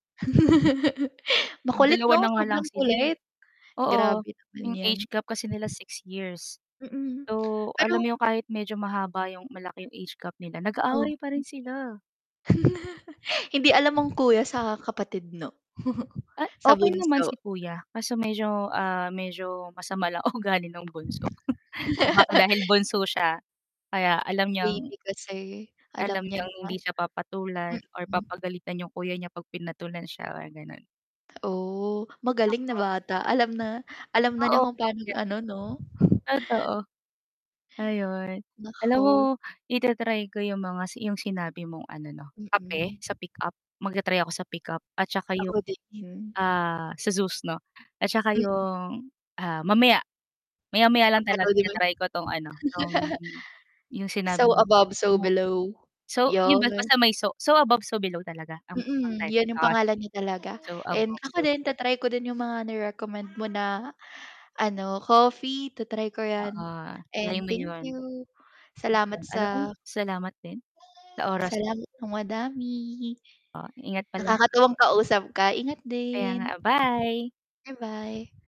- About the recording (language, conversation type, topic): Filipino, unstructured, Ano ang hilig mong gawin kapag may libreng oras ka?
- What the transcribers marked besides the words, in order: chuckle; other background noise; lip smack; chuckle; chuckle; laughing while speaking: "ugali ng bunso"; chuckle; static; mechanical hum; tapping; distorted speech; unintelligible speech; chuckle; other animal sound